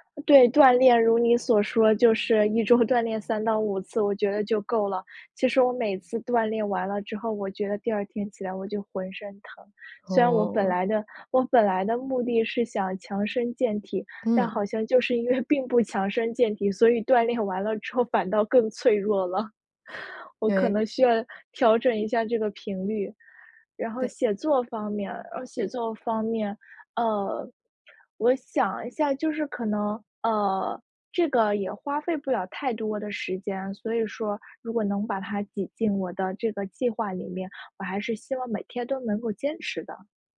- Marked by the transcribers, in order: laughing while speaking: "因为并不强身健体，所以锻炼完了之后反倒更脆弱了"
- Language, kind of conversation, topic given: Chinese, advice, 为什么我想同时养成多个好习惯却总是失败？